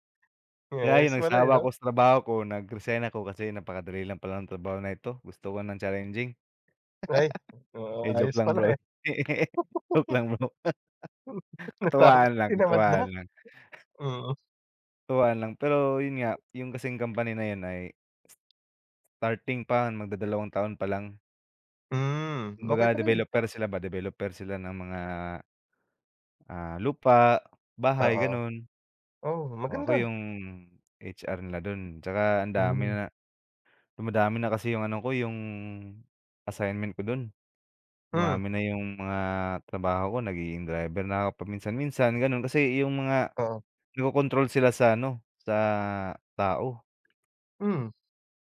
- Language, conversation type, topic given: Filipino, unstructured, Mas pipiliin mo bang magtrabaho sa opisina o sa bahay?
- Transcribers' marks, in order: laugh; laughing while speaking: "Joke lang bro"; laughing while speaking: "Natawa"; tapping; other background noise